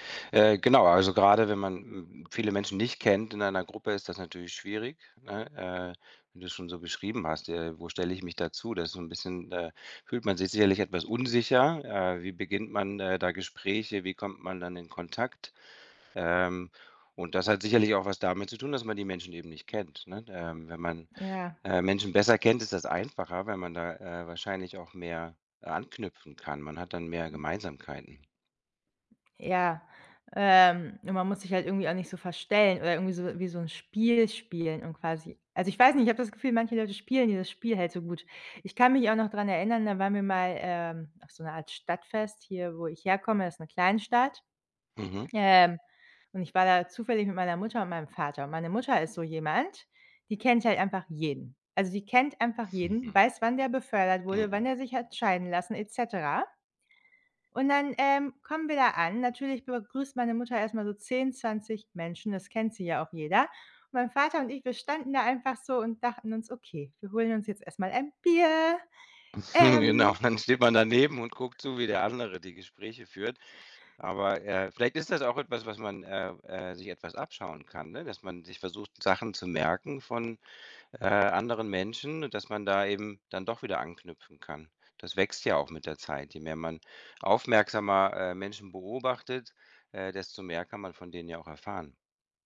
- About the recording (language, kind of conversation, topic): German, advice, Wie äußert sich deine soziale Angst bei Treffen oder beim Small Talk?
- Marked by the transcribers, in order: other background noise; chuckle; laughing while speaking: "Genau, dann steht man daneben und guckt zu"